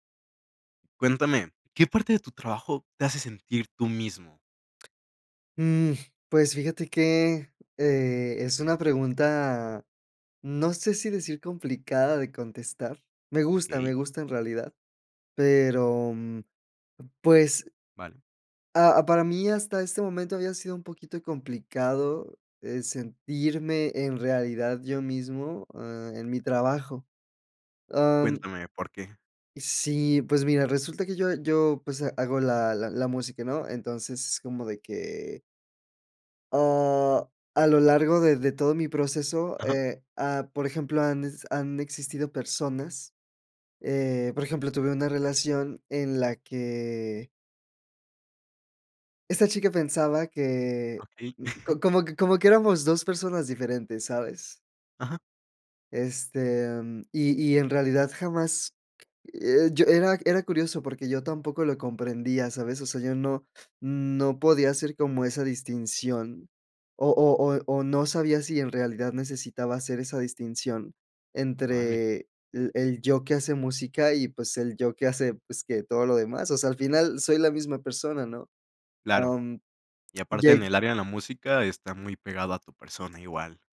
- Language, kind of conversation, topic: Spanish, podcast, ¿Qué parte de tu trabajo te hace sentir más tú mismo?
- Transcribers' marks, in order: other background noise; chuckle